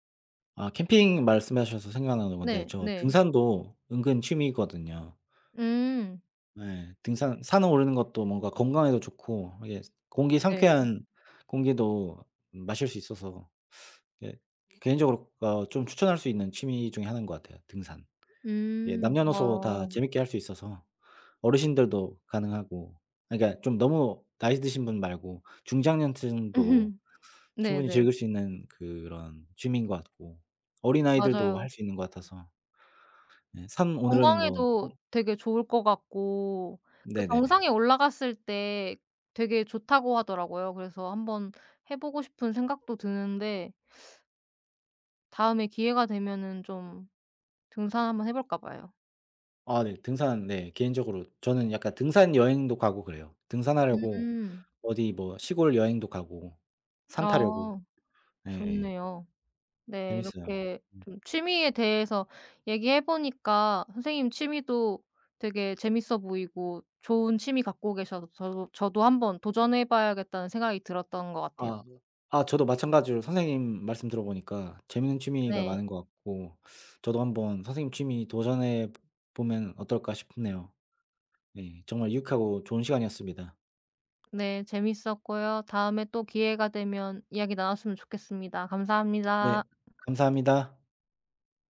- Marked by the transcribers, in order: other background noise; laugh; "오르는" said as "오느르는"; tapping
- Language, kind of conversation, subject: Korean, unstructured, 기분 전환할 때 추천하고 싶은 취미가 있나요?